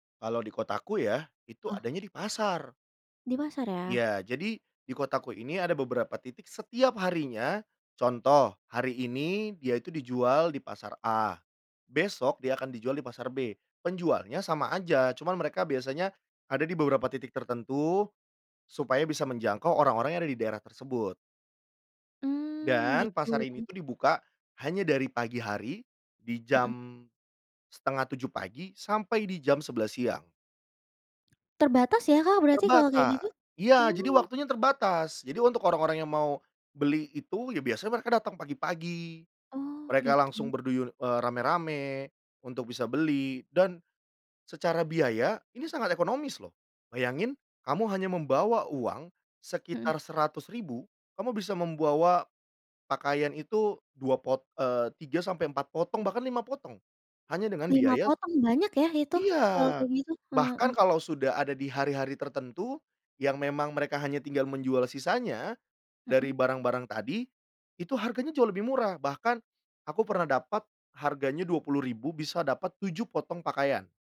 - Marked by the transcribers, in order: none
- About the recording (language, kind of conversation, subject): Indonesian, podcast, Bagaimana kamu tetap tampil gaya sambil tetap hemat anggaran?
- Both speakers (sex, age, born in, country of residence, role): female, 20-24, Indonesia, Indonesia, host; male, 30-34, Indonesia, Indonesia, guest